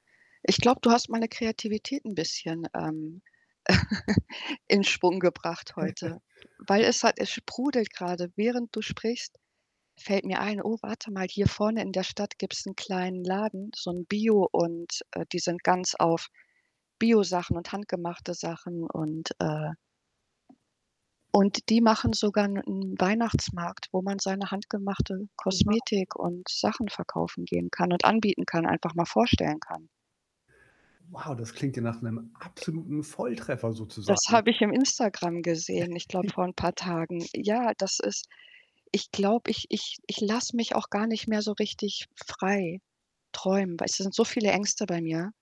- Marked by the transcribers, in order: static; distorted speech; chuckle; unintelligible speech; other background noise; chuckle
- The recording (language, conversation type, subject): German, advice, Wie hast du nach einem Rückschlag oder Misserfolg einen Motivationsverlust erlebt?
- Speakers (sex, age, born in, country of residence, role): female, 40-44, Germany, Portugal, user; male, 40-44, Germany, Germany, advisor